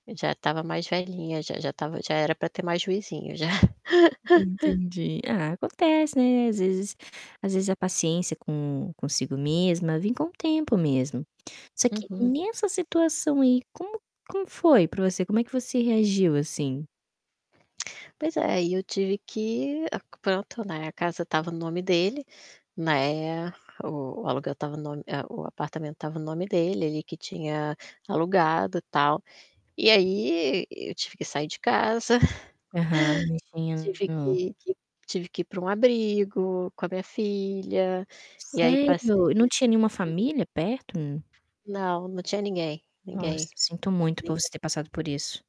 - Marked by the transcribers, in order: static; laugh; other background noise; distorted speech; chuckle; unintelligible speech
- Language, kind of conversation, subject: Portuguese, podcast, Que conselho você daria para o seu eu mais jovem?